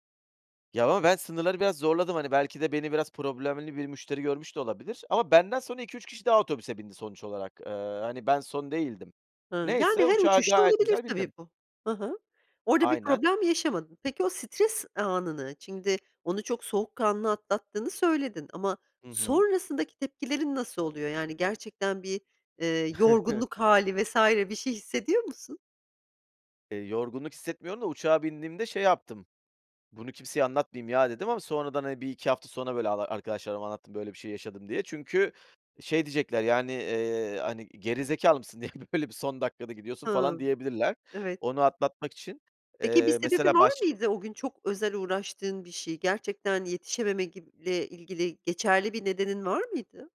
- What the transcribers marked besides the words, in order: chuckle; laughing while speaking: "Niye öyle bir son dakikada"
- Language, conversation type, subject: Turkish, podcast, Uçağı kaçırdığın bir günü nasıl atlattın, anlatır mısın?